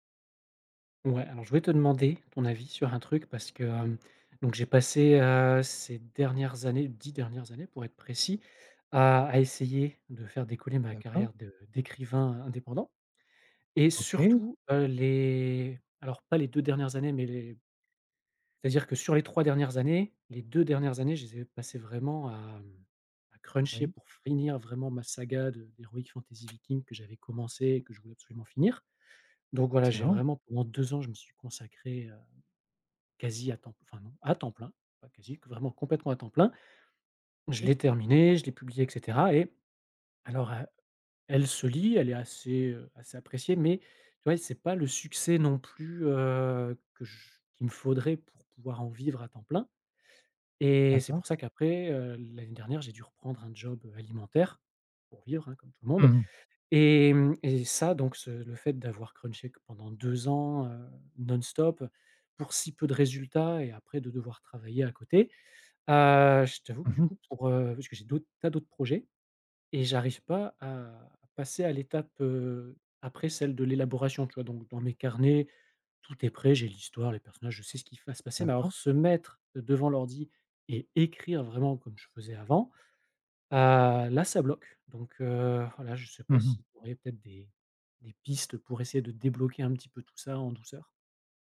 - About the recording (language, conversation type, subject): French, advice, Comment surmonter le doute après un échec artistique et retrouver la confiance pour recommencer à créer ?
- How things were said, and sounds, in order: tapping; unintelligible speech; stressed: "écrire"